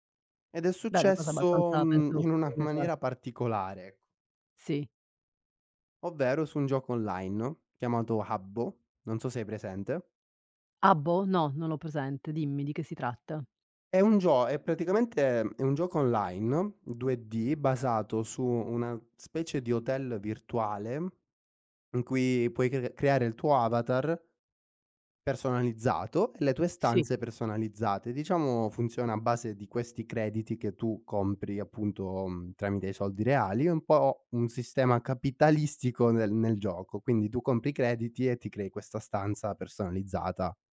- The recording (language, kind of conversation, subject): Italian, podcast, In che occasione una persona sconosciuta ti ha aiutato?
- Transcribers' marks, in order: none